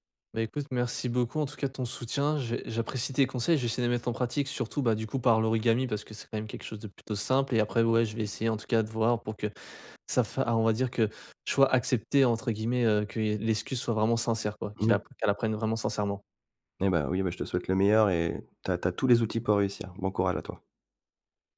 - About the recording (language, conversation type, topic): French, advice, Comment puis-je m’excuser sincèrement après une dispute ?
- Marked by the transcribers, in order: none